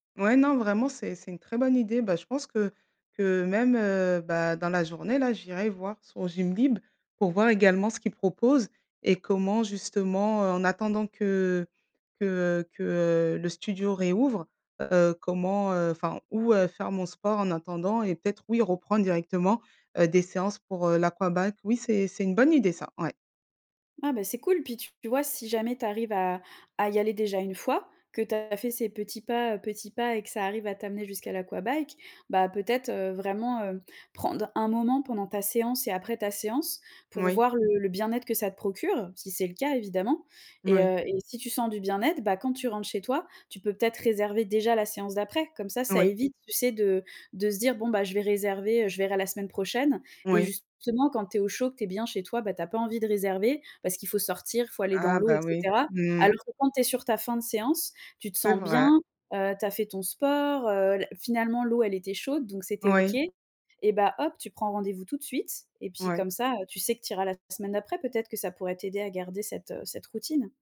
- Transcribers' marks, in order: none
- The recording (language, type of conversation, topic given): French, advice, Comment remplacer mes mauvaises habitudes par de nouvelles routines durables sans tout changer brutalement ?